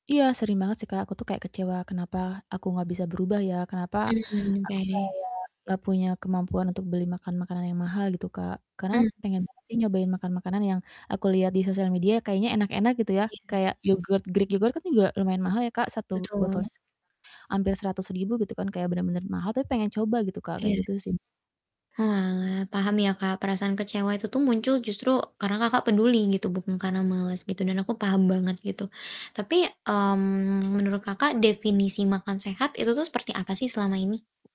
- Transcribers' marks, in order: distorted speech; tapping; drawn out: "mmm"; other background noise
- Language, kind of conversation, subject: Indonesian, advice, Bagaimana cara makan sehat dengan anggaran terbatas?